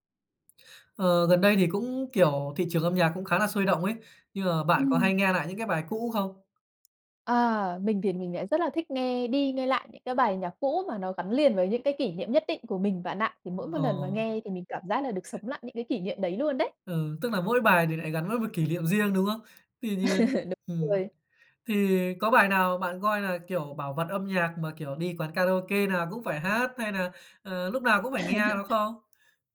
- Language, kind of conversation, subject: Vietnamese, podcast, Bạn có hay nghe lại những bài hát cũ để hoài niệm không, và vì sao?
- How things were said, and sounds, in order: laugh; tapping; laugh